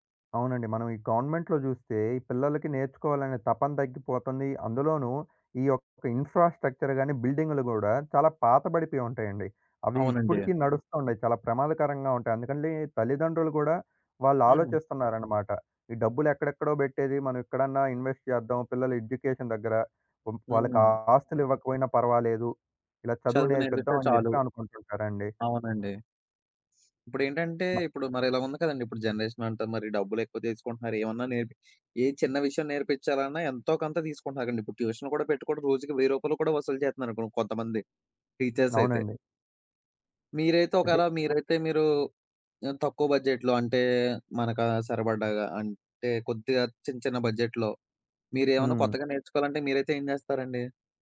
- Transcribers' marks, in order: in English: "గవర్నమెంట్‌లో"; in English: "ఇన్‌ఫ్రా‌స్ట్రక్చర్"; in English: "ఇన్వెస్ట్"; in English: "ఎడ్యుకేషన్"; in English: "జనరేషన్"; in English: "ట్యూషన్"; in English: "టీచర్స్"; in English: "బడ్జెట్‌లో"; in English: "బడ్జెట్‌లో"
- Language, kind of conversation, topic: Telugu, podcast, పరిమిత బడ్జెట్‌లో ఒక నైపుణ్యాన్ని ఎలా నేర్చుకుంటారు?